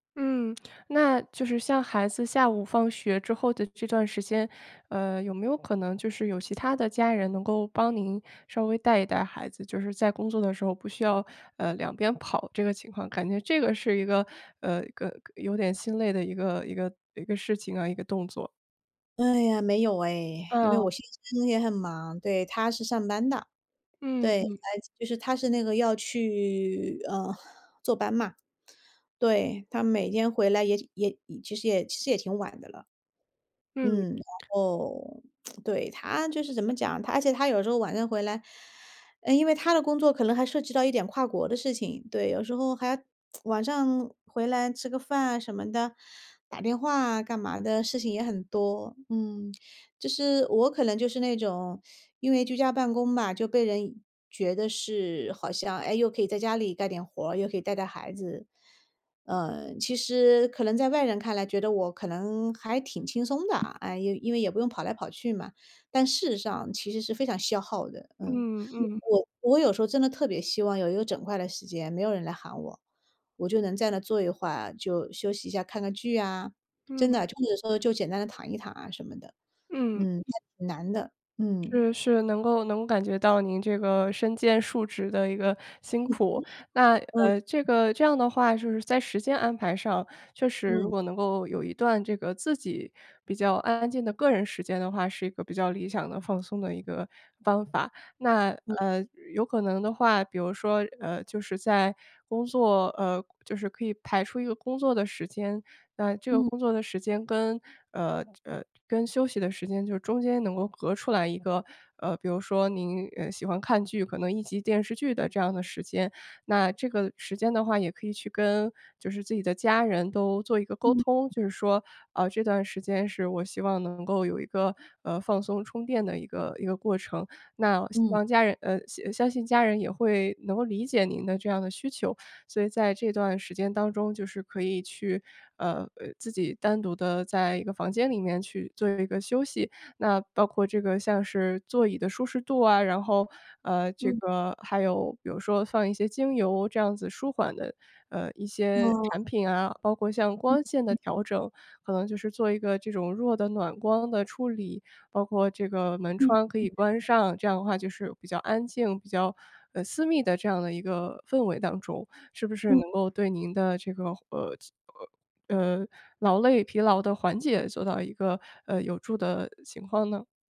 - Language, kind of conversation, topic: Chinese, advice, 为什么我在家里很难放松休息？
- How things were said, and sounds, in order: lip smack; other background noise; tsk; tsk; teeth sucking; other noise; unintelligible speech